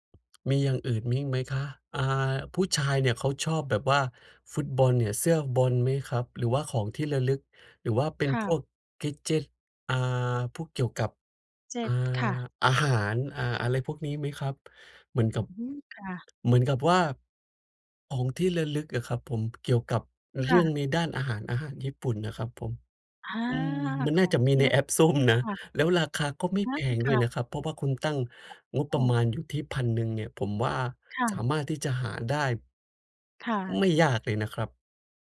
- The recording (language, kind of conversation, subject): Thai, advice, จะเลือกของขวัญให้ถูกใจคนที่ไม่แน่ใจว่าเขาชอบอะไรได้อย่างไร?
- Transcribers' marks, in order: tapping; in English: "แกดเจต ?"; laughing while speaking: "ในแอปส้มนะ"; other background noise